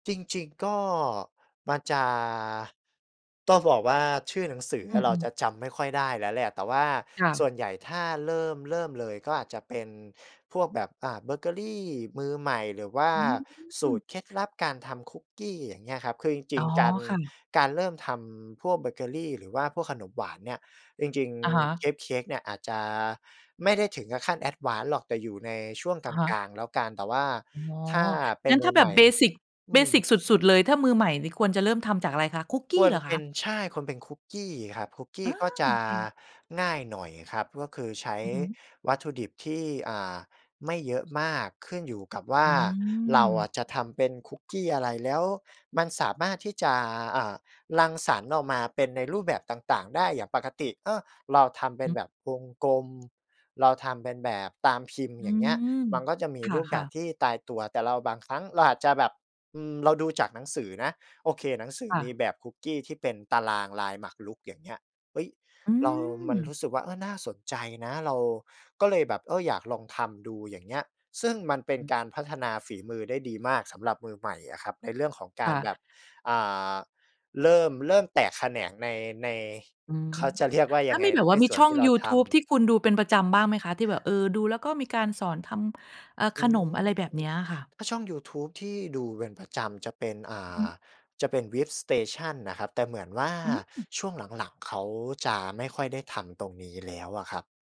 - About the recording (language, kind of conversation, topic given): Thai, podcast, มีเคล็ดลับอะไรบ้างสำหรับคนที่เพิ่งเริ่มต้น?
- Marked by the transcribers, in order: unintelligible speech; other noise; other background noise